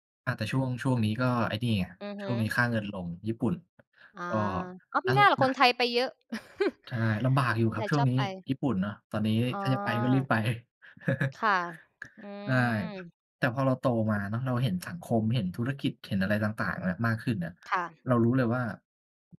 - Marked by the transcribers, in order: tapping; unintelligible speech; chuckle; laugh
- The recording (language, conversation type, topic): Thai, unstructured, คุณอยากสอนตัวเองเมื่อสิบปีที่แล้วเรื่องอะไร?